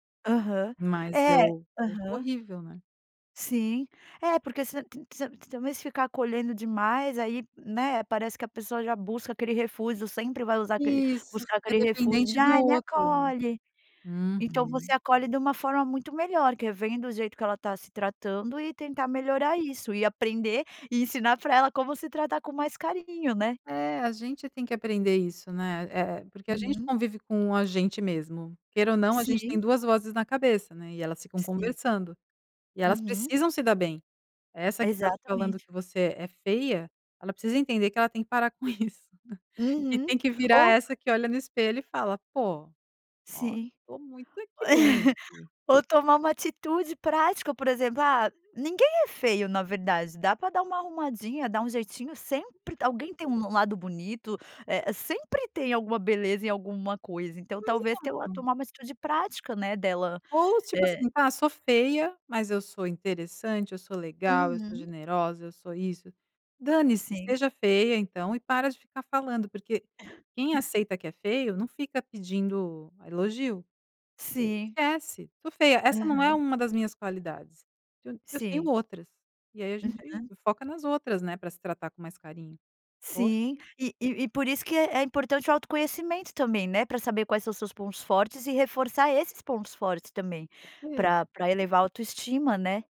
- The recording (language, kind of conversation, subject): Portuguese, podcast, Como você aprendeu a se tratar com mais carinho?
- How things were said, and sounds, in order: unintelligible speech; put-on voice: "ai me acolhe"; other background noise; chuckle; chuckle; chuckle; chuckle; unintelligible speech; unintelligible speech